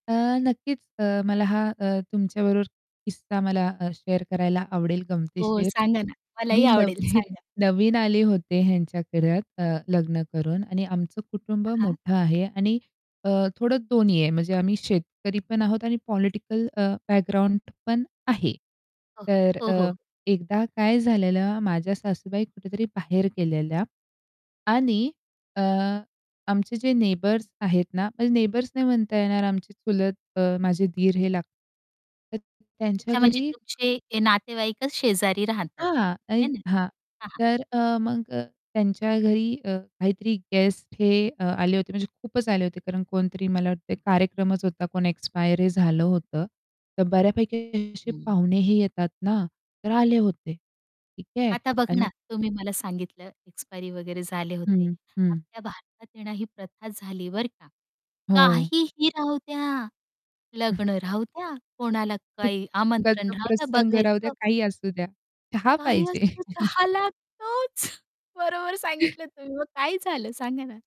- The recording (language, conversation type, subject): Marathi, podcast, तुम्ही घरात चहा कसा बनवता?
- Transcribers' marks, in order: in English: "शेअर"; tapping; other background noise; laughing while speaking: "नवी"; distorted speech; in English: "नेबर्स"; in English: "नेबर्स"; chuckle; chuckle; laughing while speaking: "बरोबर सांगितलं तुम्ही मग काय झालं"